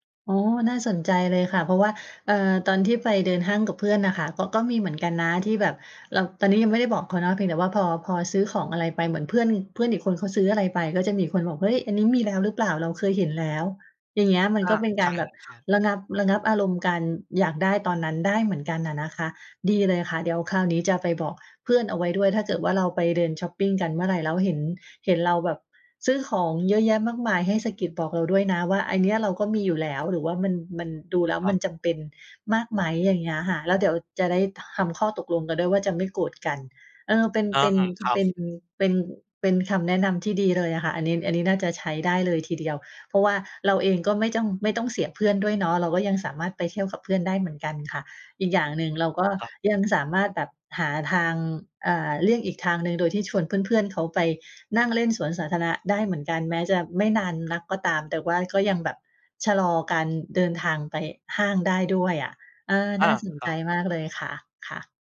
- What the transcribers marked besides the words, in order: other background noise
- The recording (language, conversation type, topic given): Thai, advice, เมื่อเครียด คุณเคยเผลอใช้จ่ายแบบหุนหันพลันแล่นไหม?